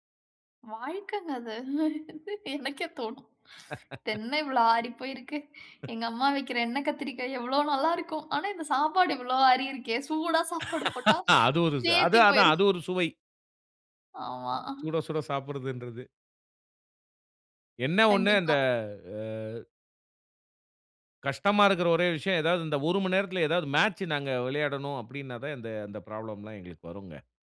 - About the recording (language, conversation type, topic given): Tamil, podcast, சிறுவயதில் சாப்பிட்ட உணவுகள் உங்கள் நினைவுகளை எப்படிப் புதுப்பிக்கின்றன?
- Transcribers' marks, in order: laughing while speaking: "வாழ்க்கங்க அது, எனக்கே தோணும்"; inhale; laugh; chuckle; laughing while speaking: "எவ்ளோ நல்லாருக்கும். ஆனா இந்த சாப்பாடு … போட்டா சேத்தி போய்ரும்"; laughing while speaking: "அ அது ஒரு இது"; chuckle